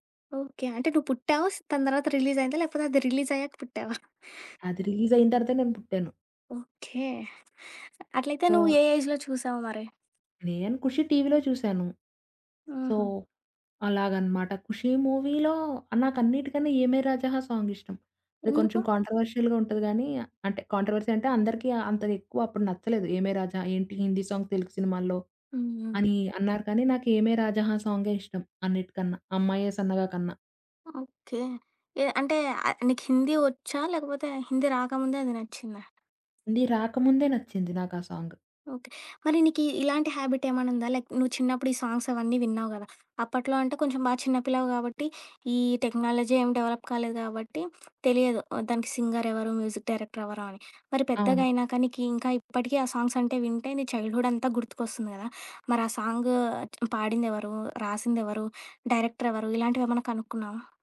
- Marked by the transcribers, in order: chuckle; in English: "ఏజ్‌లో"; in English: "సో"; in English: "సో"; in English: "మూవీలో"; in English: "కాంట్రవర్షియల్‌గా"; in English: "కాంట్రవర్సి"; in English: "సాంగ్"; tapping; in English: "సాంగ్"; in English: "హాబిట్"; in English: "లైక్"; in English: "సాంగ్స్"; in English: "టెక్నాలజీ"; in English: "డెవలప్"; other background noise; in English: "సింగర్"; in English: "మ్యూజిక్ డైరెక్టర్"; in English: "సాంగ్స్"; in English: "చైల్డ్‌హుడ్"; in English: "సాంగ్"
- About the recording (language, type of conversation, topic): Telugu, podcast, మీ చిన్నప్పటి జ్ఞాపకాలను వెంటనే గుర్తుకు తెచ్చే పాట ఏది, అది ఎందుకు గుర్తొస్తుంది?